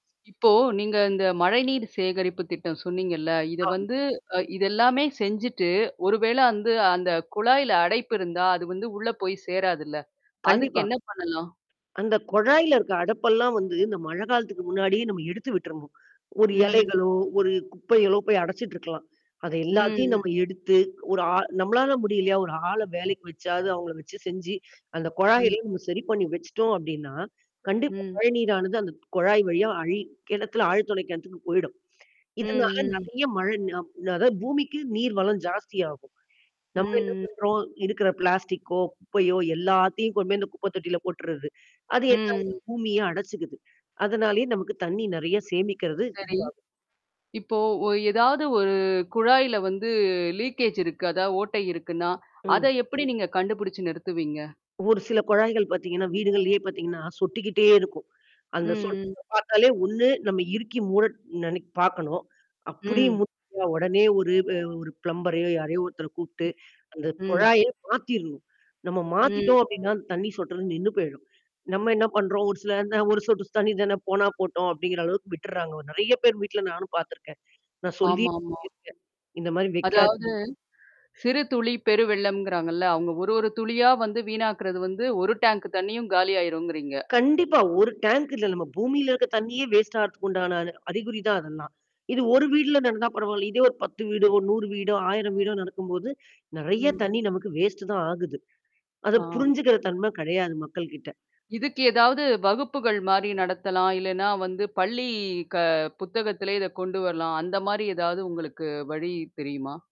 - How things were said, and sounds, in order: mechanical hum; other noise; static; distorted speech; other background noise; in English: "வேஸ்ட்டு"
- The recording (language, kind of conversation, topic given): Tamil, podcast, தண்ணீர் சேமிப்பை அதிகரிக்க எளிமையான வழிகள் என்னென்ன?